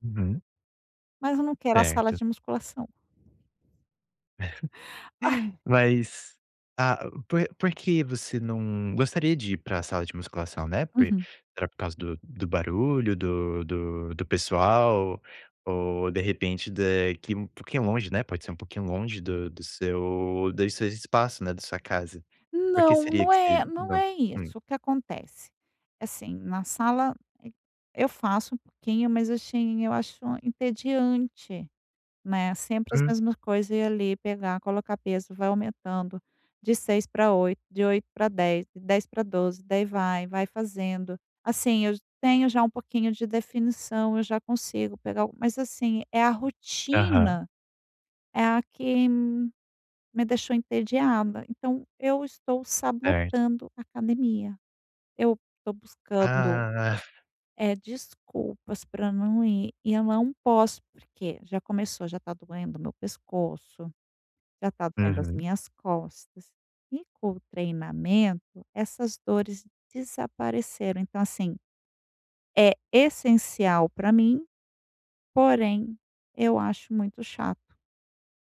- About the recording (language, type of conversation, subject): Portuguese, advice, Como posso variar minha rotina de treino quando estou entediado(a) com ela?
- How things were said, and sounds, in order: laugh; other noise; chuckle